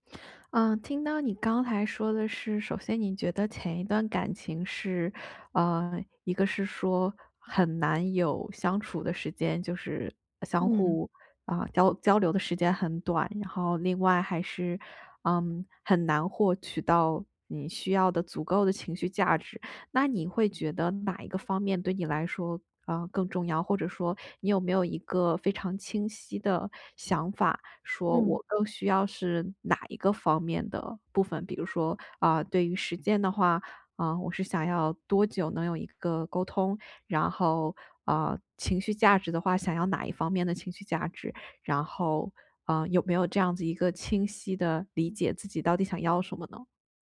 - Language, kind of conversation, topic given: Chinese, advice, 我该如何在新关系中设立情感界限？
- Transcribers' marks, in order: none